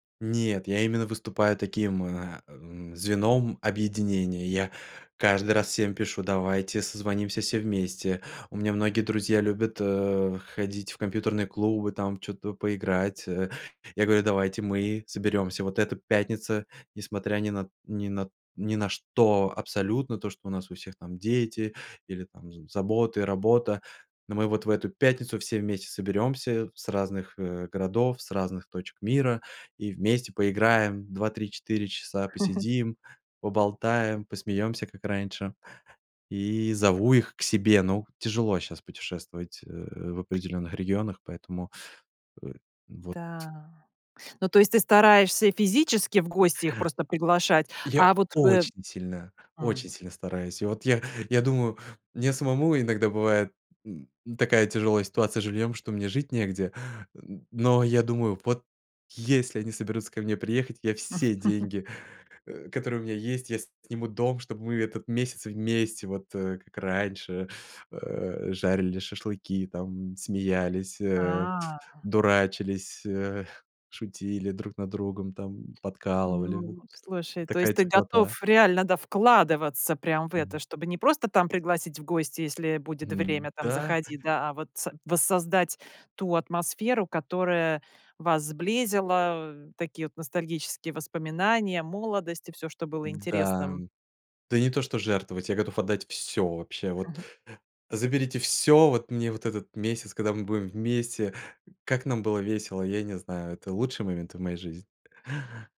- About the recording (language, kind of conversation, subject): Russian, podcast, Как вернуть утраченную связь с друзьями или семьёй?
- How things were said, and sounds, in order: chuckle; tapping; other noise; stressed: "очень"; chuckle; anticipating: "я сниму дом, чтобы мы … подкалывали. Такая теплота"; drawn out: "А"; other background noise